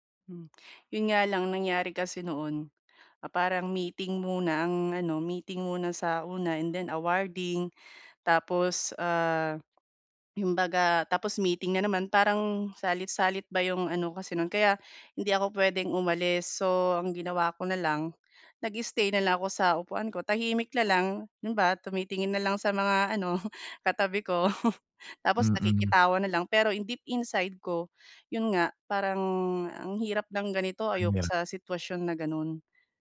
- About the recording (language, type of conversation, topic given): Filipino, advice, Paano ko mababawasan ang pag-aalala o kaba kapag may salu-salo o pagtitipon?
- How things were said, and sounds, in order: chuckle